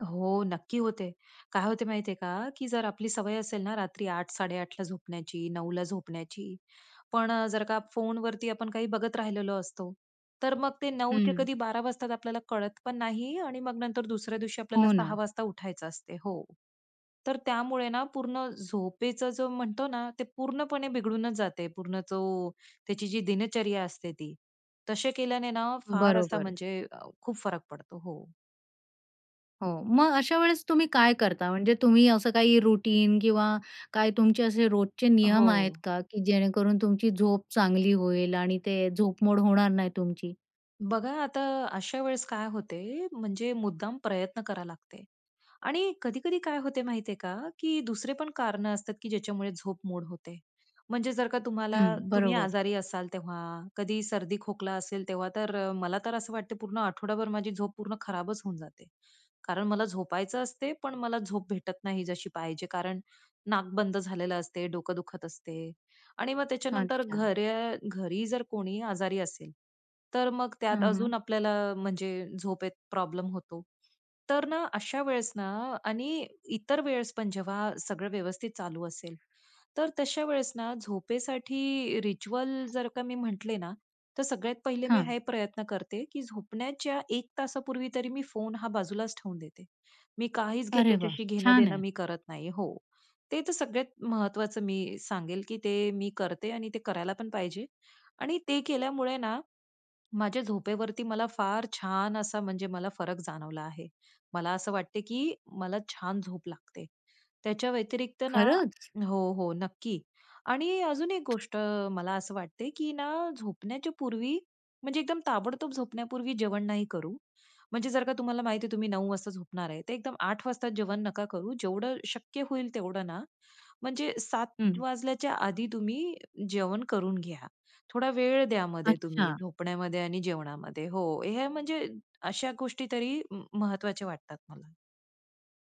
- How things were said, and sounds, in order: other background noise; in English: "रूटीन"; tapping; in English: "रिच्युअल"
- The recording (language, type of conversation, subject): Marathi, podcast, झोपण्यापूर्वी कोणते छोटे विधी तुम्हाला उपयोगी पडतात?